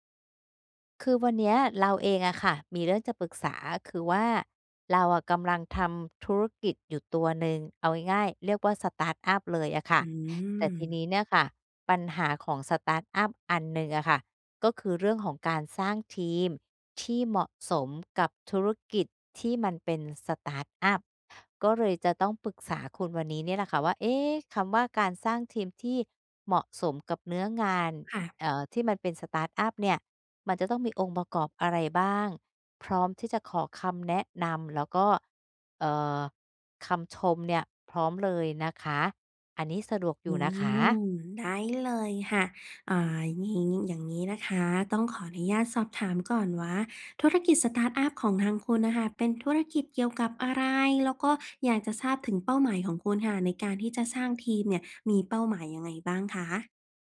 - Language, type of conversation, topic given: Thai, advice, สร้างทีมที่เหมาะสมสำหรับสตาร์ทอัพได้อย่างไร?
- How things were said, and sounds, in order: in English: "สตาร์ตอัป"; in English: "สตาร์ตอัป"; in English: "สตาร์ตอัป"; in English: "สตาร์ตอัป"; in English: "สตาร์ตอัป"